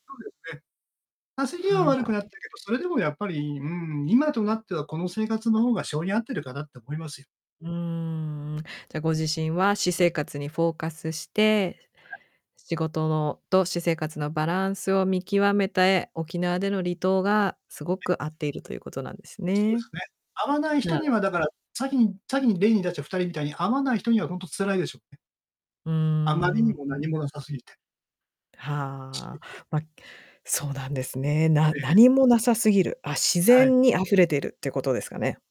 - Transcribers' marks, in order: distorted speech
- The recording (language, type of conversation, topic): Japanese, podcast, 仕事と私生活のバランスは、普段どのように取っていますか？